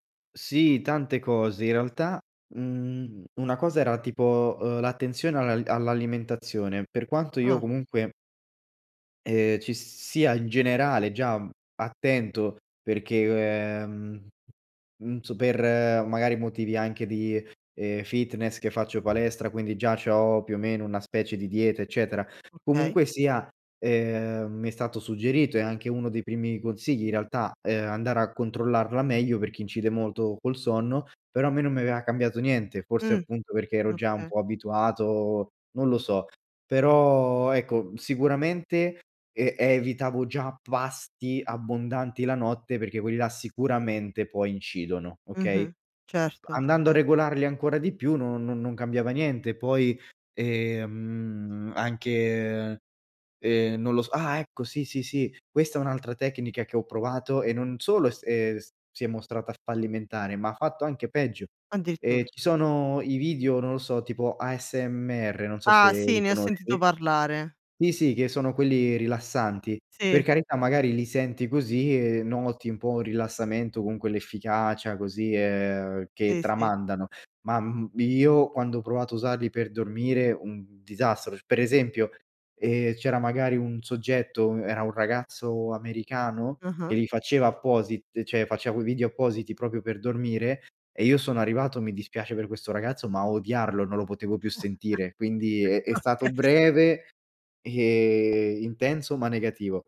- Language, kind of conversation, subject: Italian, podcast, Quali rituali segui per rilassarti prima di addormentarti?
- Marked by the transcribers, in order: tapping; "pasti" said as "puasti"; other background noise; "proprio" said as "propio"; chuckle; laughing while speaking: "Oka"